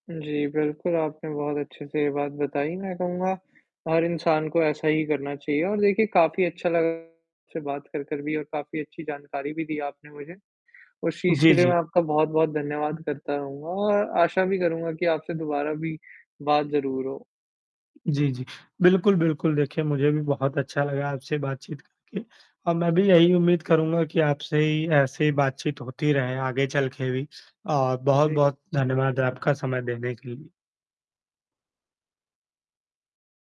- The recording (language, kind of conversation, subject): Hindi, unstructured, आपके अनुसार परिवार के साथ समय बिताना कितना अहम है?
- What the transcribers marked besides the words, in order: static; distorted speech; tapping